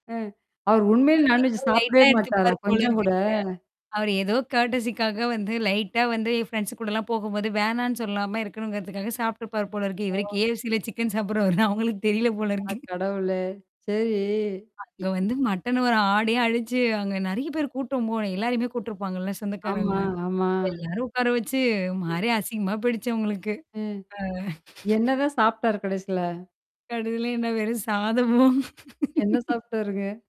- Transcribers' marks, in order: static; distorted speech; in English: "நான்வெஜ்"; in English: "லைட்டா"; in English: "கர்ட்டஸிக்காக"; mechanical hum; horn; laughing while speaking: "சாப்பிடுறவாருன்னு அவுங்களுக்கு தெரியல போலிருக்கு"; other noise; "ஆட்டயே" said as "ஆடேயே"; tapping; chuckle; laughing while speaking: "சாதமும்"
- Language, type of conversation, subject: Tamil, podcast, அம்மா நடத்தும் வீட்டுவிருந்துகளின் நினைவுகளைப் பற்றி பகிர முடியுமா?